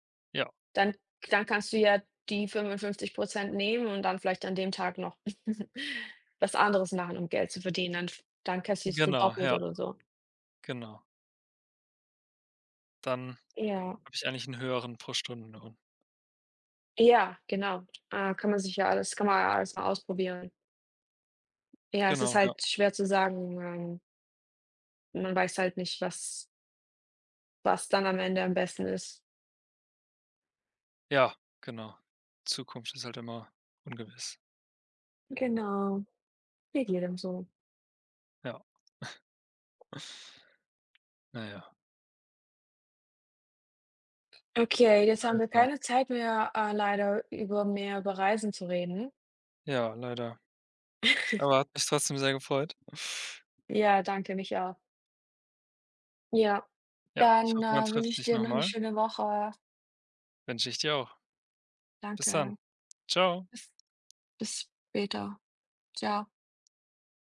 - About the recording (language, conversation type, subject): German, unstructured, Was war deine aufregendste Entdeckung auf einer Reise?
- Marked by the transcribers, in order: chuckle; chuckle; chuckle